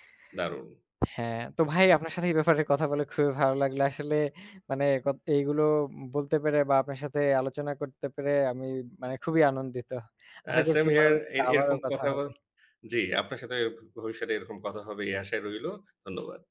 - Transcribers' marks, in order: in English: "সেম হিয়ার"
- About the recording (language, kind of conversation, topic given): Bengali, unstructured, টেক কোম্পানিগুলো কি আমাদের ব্যক্তিগত তথ্য বিক্রি করে লাভ করছে?